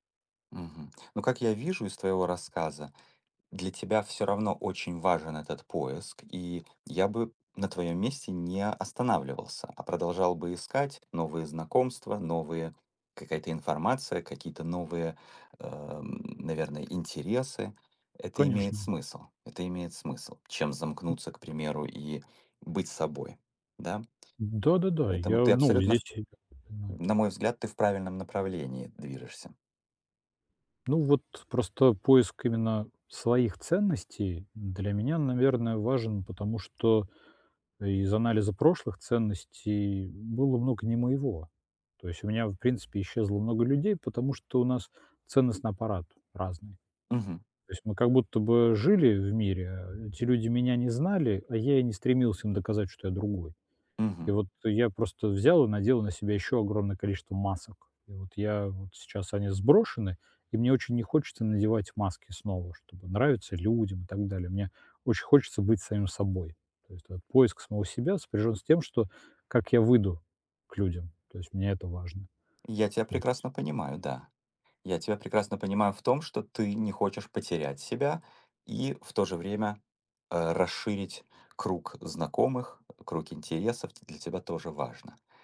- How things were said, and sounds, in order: other background noise; unintelligible speech
- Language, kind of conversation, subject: Russian, advice, Как мне понять, что действительно важно для меня в жизни?